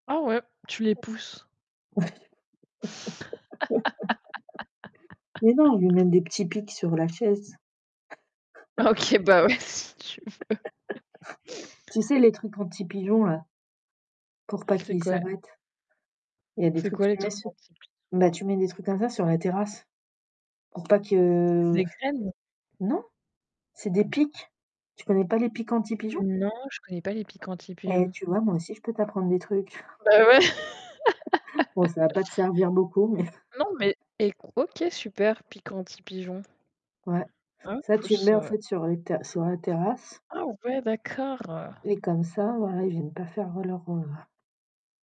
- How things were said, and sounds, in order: other background noise; laugh; laugh; chuckle; laughing while speaking: "OK, bah ouais, si tu veux"; chuckle; tapping; distorted speech; static; laugh; chuckle
- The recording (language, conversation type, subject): French, unstructured, Préféreriez-vous avoir la capacité de voler ou d’être invisible ?